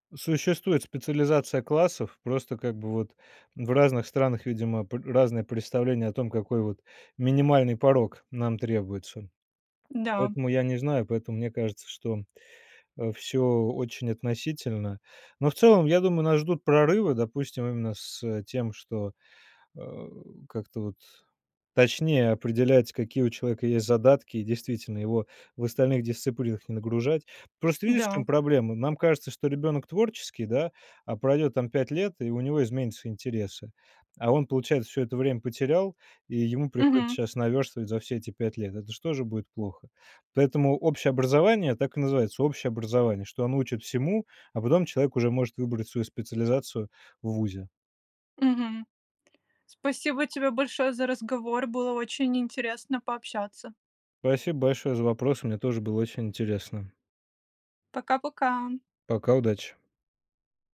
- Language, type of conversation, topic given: Russian, podcast, Что вы думаете о домашних заданиях?
- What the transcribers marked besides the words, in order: other background noise